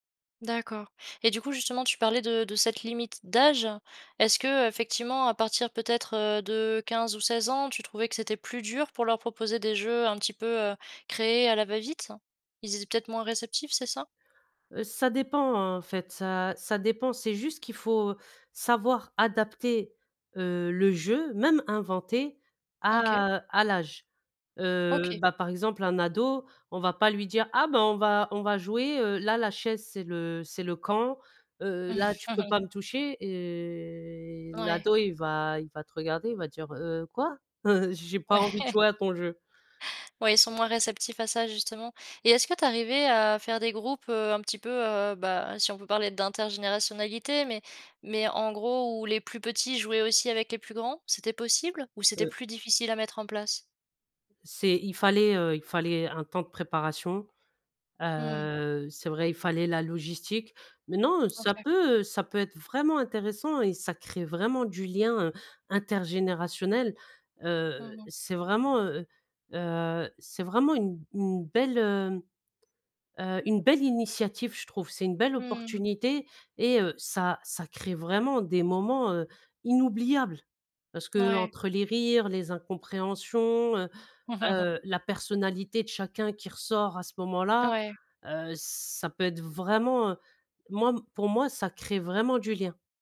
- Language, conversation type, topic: French, podcast, Comment fais-tu pour inventer des jeux avec peu de moyens ?
- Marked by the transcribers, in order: stressed: "d'âge"; other background noise; chuckle; drawn out: "et"; laughing while speaking: "Ouais"; unintelligible speech; stressed: "une belle initiative"; stressed: "inoubliables"; chuckle